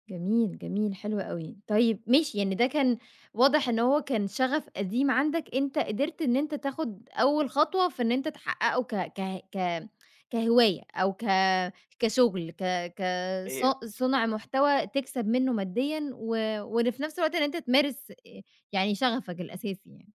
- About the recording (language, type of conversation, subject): Arabic, podcast, تحكيلي إزاي بدأتي تعملي محتوى على السوشيال ميديا؟
- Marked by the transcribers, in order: none